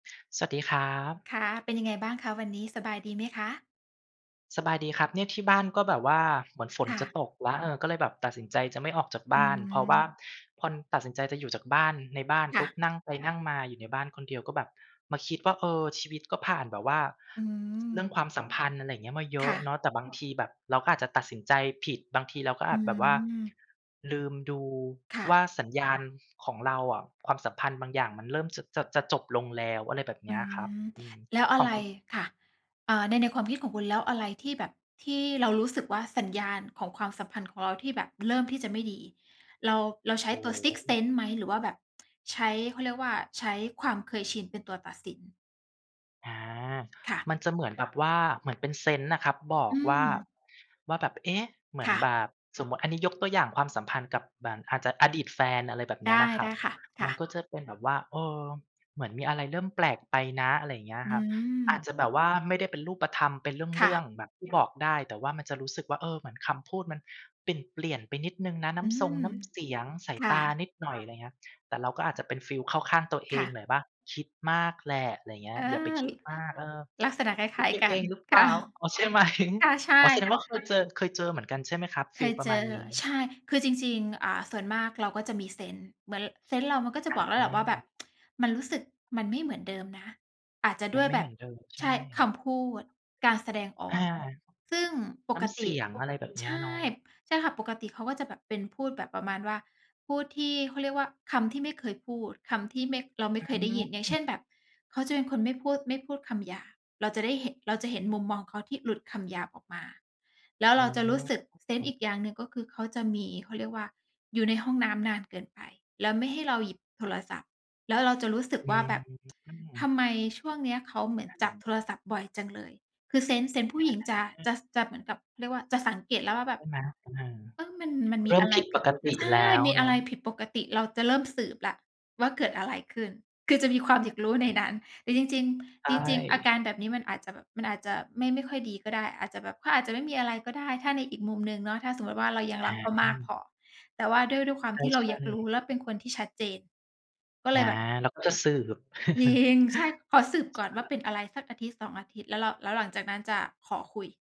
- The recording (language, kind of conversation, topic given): Thai, unstructured, คุณคิดว่าอะไรคือสัญญาณของความสัมพันธ์ที่ไม่ดี?
- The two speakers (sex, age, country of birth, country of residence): female, 35-39, Thailand, Thailand; male, 35-39, Thailand, Thailand
- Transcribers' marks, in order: "พอ" said as "พอน"; tsk; laughing while speaking: "อ๋อ ใช่ไหม"; laughing while speaking: "ค่ะ"; other background noise; tsk; "เห็น" said as "เหะ"; tsk; laughing while speaking: "นั้น"; unintelligible speech; laughing while speaking: "ยิง"; "จริง" said as "ยิง"; chuckle